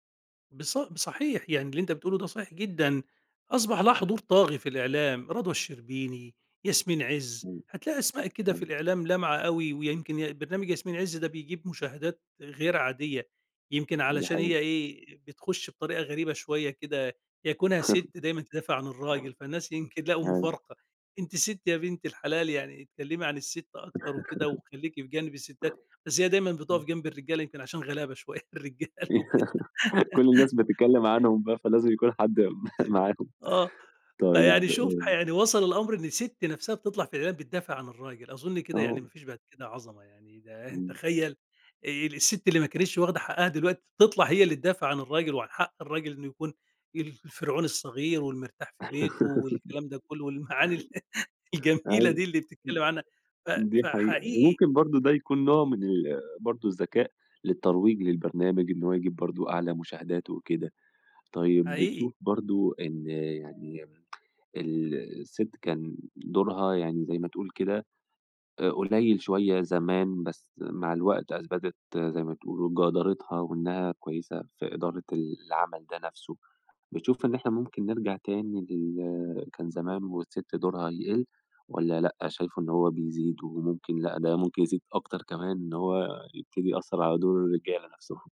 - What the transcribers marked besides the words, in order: unintelligible speech; laugh; other background noise; unintelligible speech; laugh; laugh; laughing while speaking: "شوية الرجالة وكده"; giggle; chuckle; laugh; laughing while speaking: "والمعاني الجميلة دي اللي بتتكلم عنها"; unintelligible speech; tapping
- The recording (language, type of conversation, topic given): Arabic, podcast, إزاي بتتغير صورة الست في الإعلام دلوقتي؟